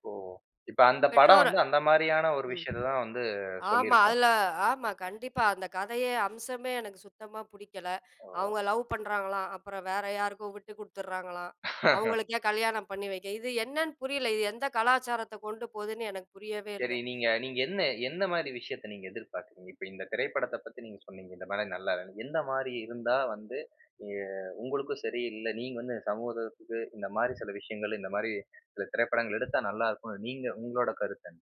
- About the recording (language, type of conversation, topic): Tamil, podcast, உங்களுக்கு மிகவும் பிடித்த திரைப்பட வகை எது?
- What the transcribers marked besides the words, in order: other noise; tapping; chuckle